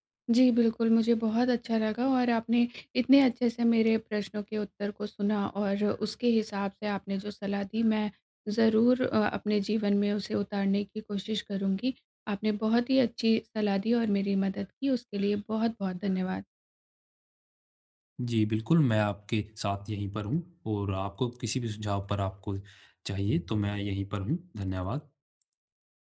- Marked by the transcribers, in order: none
- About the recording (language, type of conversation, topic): Hindi, advice, मैं अपनी रोज़मर्रा की ज़िंदगी में मनोरंजन के लिए समय कैसे निकालूँ?